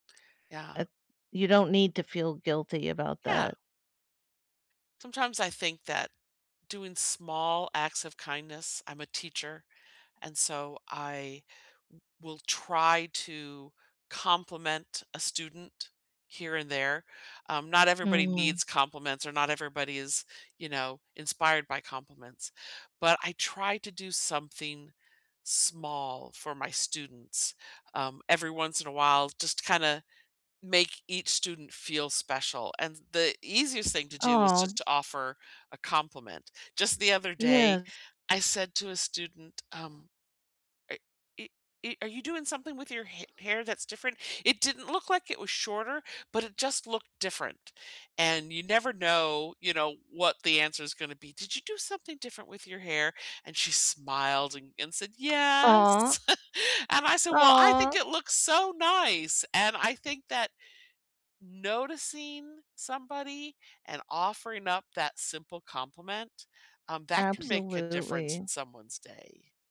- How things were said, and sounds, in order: other background noise; laugh
- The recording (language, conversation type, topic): English, unstructured, What is a kind thing someone has done for you recently?